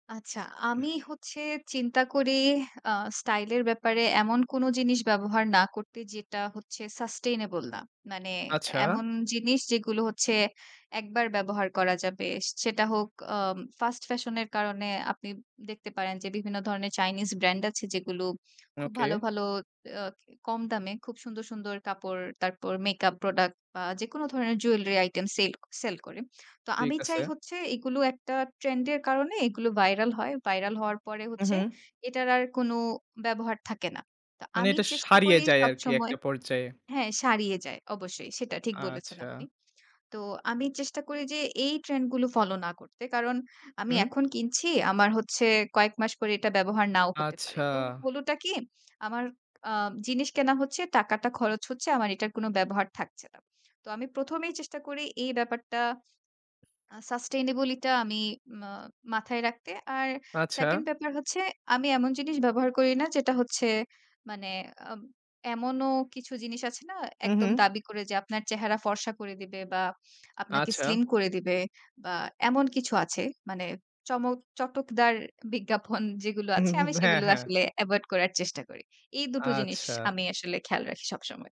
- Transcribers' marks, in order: throat clearing; in English: "Sustainable"; in English: "Sustainable"; laughing while speaking: "বিজ্ঞাপন যেগুলো আছে আমি সেগুলো আসলে"
- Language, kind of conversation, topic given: Bengali, podcast, স্টাইলিংয়ে সোশ্যাল মিডিয়ার প্রভাব আপনি কেমন দেখেন?